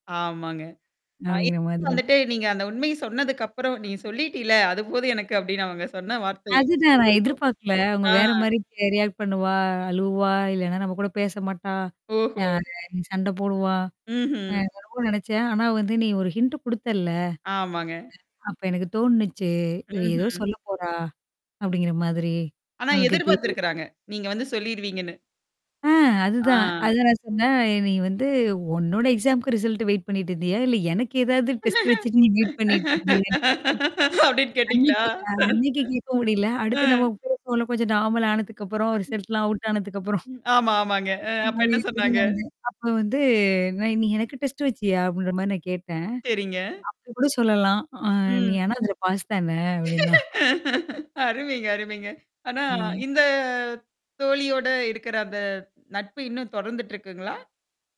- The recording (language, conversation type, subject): Tamil, podcast, ஒருவரிடம் நேரடியாக உண்மையை எப்படிச் சொல்லுவீர்கள்?
- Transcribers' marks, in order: distorted speech; static; unintelligible speech; in English: "ரியாக்ட்"; in English: "ஹிண்ட்"; other noise; in English: "எக்ஸாம்க்கு ரிசல்ட் வெயிட்"; laughing while speaking: "அப்பிடின்னு கேட்டீங்களா? ஆ"; in English: "நார்மல்"; in English: "ரிசல்ட்லாம் அவுட்"; laughing while speaking: "ஆனதுக்கப்பறம்"; laughing while speaking: "அப்ப என்ன சொன்னாங்க?"; unintelligible speech; laughing while speaking: "அப்பிடின்னா"; laughing while speaking: "அருமைங்க, அருமைங்க"